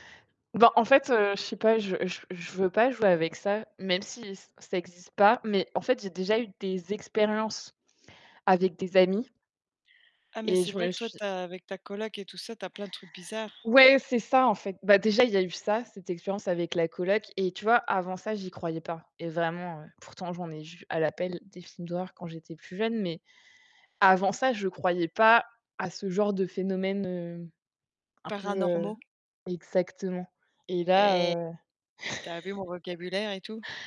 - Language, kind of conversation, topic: French, unstructured, Comment réagis-tu à la peur dans les films d’horreur ?
- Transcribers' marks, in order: distorted speech; tapping; static